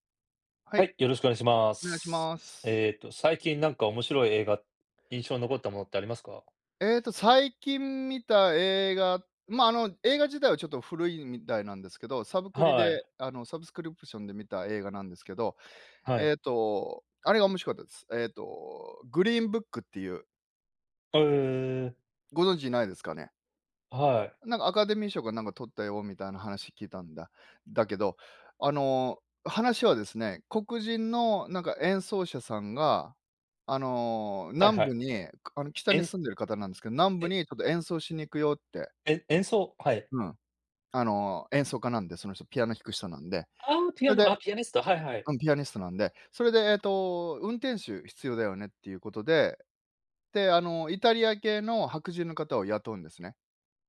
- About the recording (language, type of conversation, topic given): Japanese, unstructured, 最近見た映画で、特に印象に残った作品は何ですか？
- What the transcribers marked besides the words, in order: in English: "サブスクリプション"